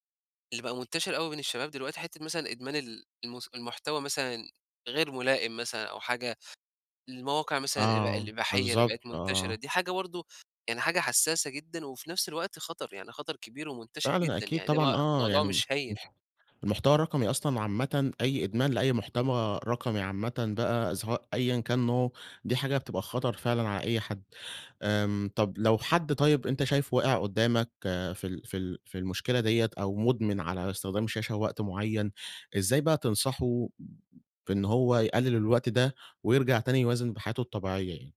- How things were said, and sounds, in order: other background noise
- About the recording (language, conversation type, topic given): Arabic, podcast, شو رأيك في قعدة الشاشات الكتير وإزاي تظبّط التوازن؟